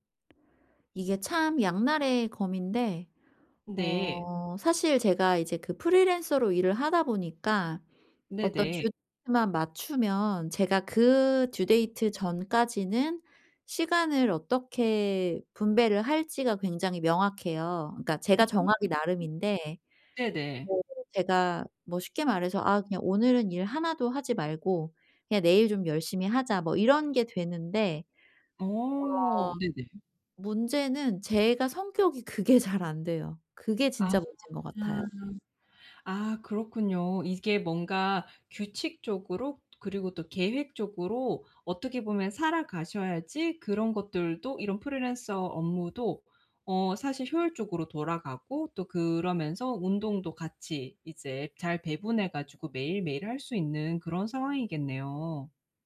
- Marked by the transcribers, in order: tapping; other background noise; in English: "due만"; in English: "due date"
- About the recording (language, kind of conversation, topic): Korean, advice, 운동을 중단한 뒤 다시 동기를 유지하려면 어떻게 해야 하나요?